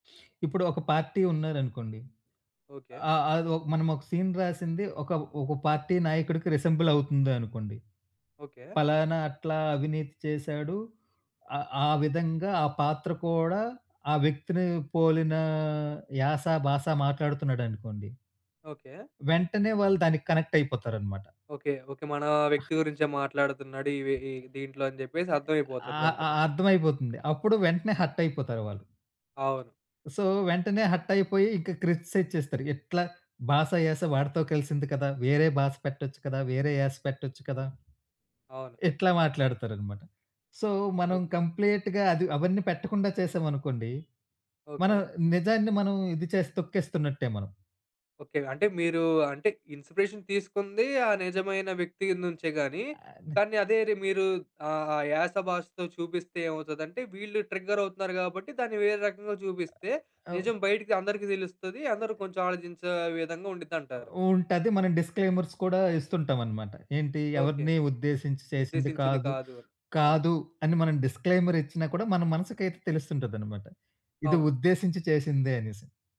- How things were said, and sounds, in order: other noise; in English: "సో"; in English: "క్రిటిసైజ్"; in English: "సో"; in English: "కంప్లీట్‌గా"; horn; in English: "ఇన్స్‌పీరేషన్"; in English: "డిస్క్లైమర్స్"
- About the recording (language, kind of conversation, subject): Telugu, podcast, రచనపై నిర్మాణాత్మక విమర్శను మీరు ఎలా స్వీకరిస్తారు?